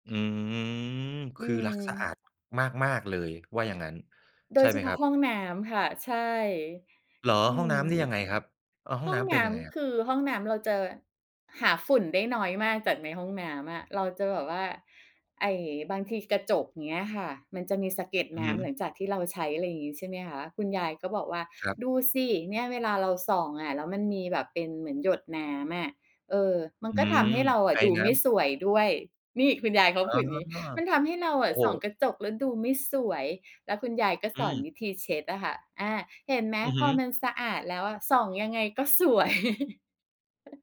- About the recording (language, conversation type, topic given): Thai, podcast, การใช้ชีวิตอยู่กับปู่ย่าตายายส่งผลต่อคุณอย่างไร?
- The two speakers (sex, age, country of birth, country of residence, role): female, 45-49, Thailand, Thailand, guest; male, 35-39, Thailand, Thailand, host
- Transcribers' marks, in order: laughing while speaking: "สวย"; chuckle